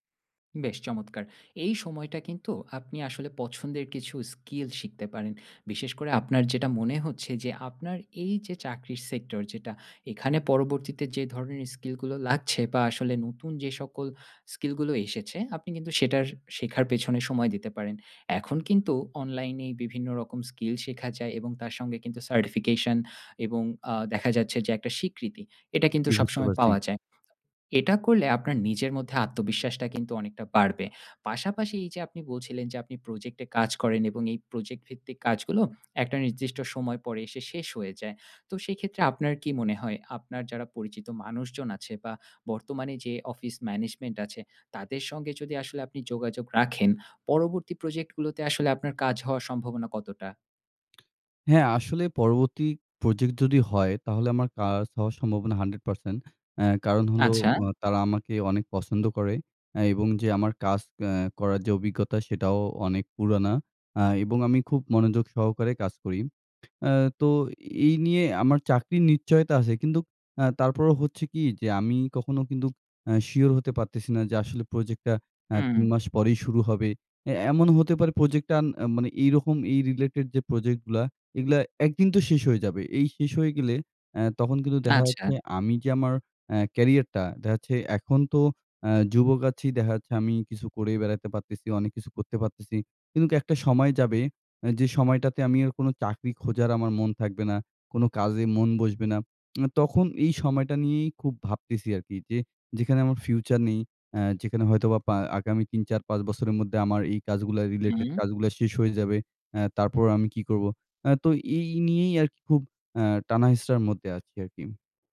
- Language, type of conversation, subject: Bengali, advice, চাকরিতে কাজের অর্থহীনতা অনুভব করছি, জীবনের উদ্দেশ্য কীভাবে খুঁজে পাব?
- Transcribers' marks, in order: in English: "Sector"; in English: "certification"; other noise; in English: "Project"; in English: "Project"; in English: "Office Management"; in English: "Project"; "নিশ্চয়তা" said as "নিচ্চয়তা"; lip smack